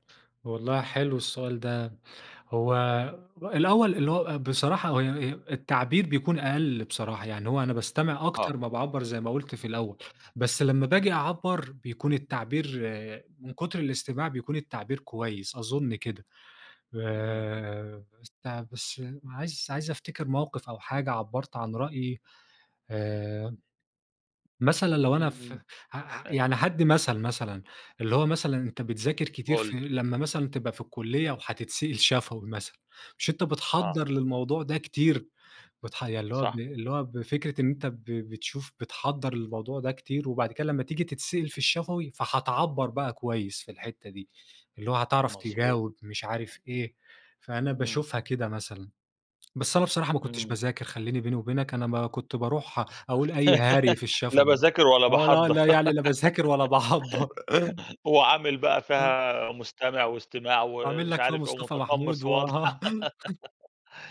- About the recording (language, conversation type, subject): Arabic, podcast, هل بتفضّل تسمع أكتر ولا تتكلم أكتر، وليه؟
- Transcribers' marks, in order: tapping; laugh; laugh; laughing while speaking: "لا باذاكر ولا باحضّر"; unintelligible speech; laughing while speaking: "وآه"; laugh